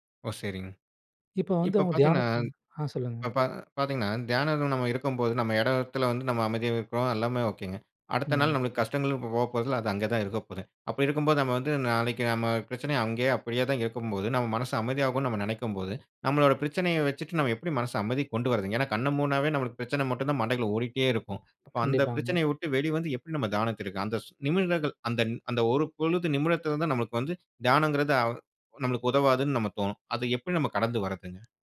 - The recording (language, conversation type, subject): Tamil, podcast, பணச்சுமை இருக்கும்போது தியானம் எப்படி உதவும்?
- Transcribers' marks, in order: none